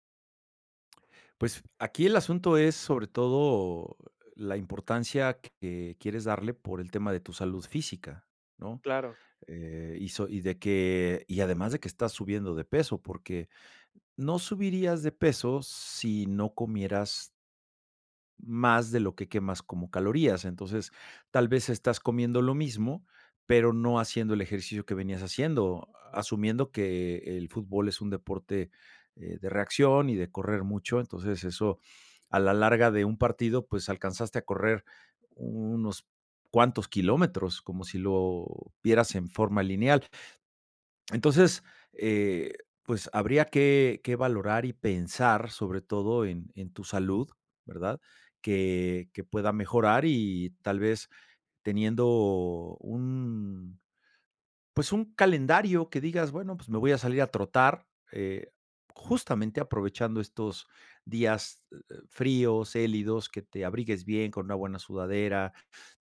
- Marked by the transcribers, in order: none
- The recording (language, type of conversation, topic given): Spanish, advice, ¿Cómo puedo dejar de postergar y empezar a entrenar, aunque tenga miedo a fracasar?